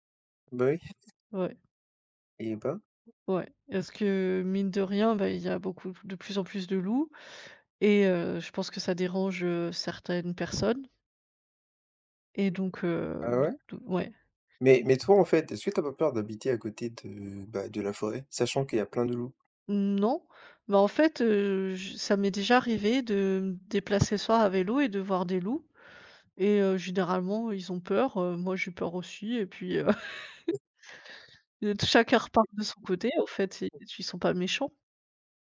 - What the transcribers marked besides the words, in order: other background noise; tapping; chuckle; other noise
- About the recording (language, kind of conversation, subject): French, unstructured, Qu’est-ce qui vous met en colère face à la chasse illégale ?